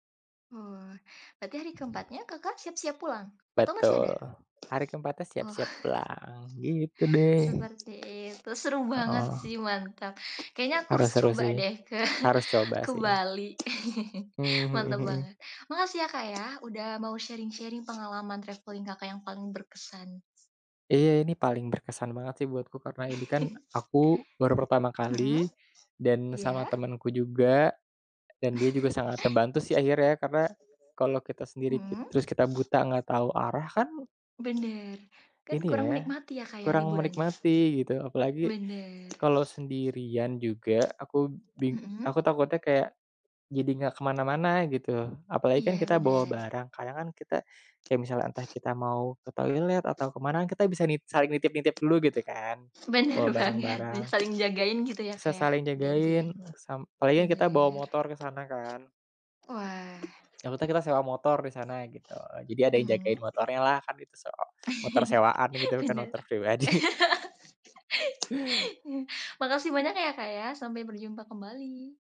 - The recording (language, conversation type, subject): Indonesian, podcast, Apa salah satu pengalaman perjalanan paling berkesan yang pernah kamu alami?
- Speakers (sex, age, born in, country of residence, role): female, 20-24, Indonesia, Indonesia, host; male, 25-29, Indonesia, Indonesia, guest
- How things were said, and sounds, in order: background speech; tapping; other background noise; laughing while speaking: "ke"; chuckle; in English: "sharing-sharing"; in English: "travelling"; chuckle; "terbantu" said as "tembantu"; chuckle; laughing while speaking: "banget"; chuckle; laughing while speaking: "pribadi"; laugh